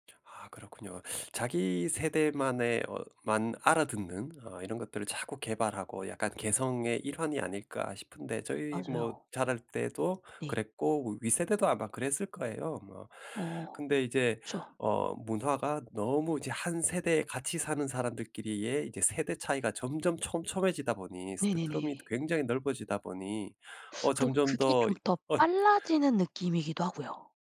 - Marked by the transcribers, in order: teeth sucking
- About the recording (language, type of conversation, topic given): Korean, podcast, 언어 사용에서 세대 차이를 느낀 적이 있나요?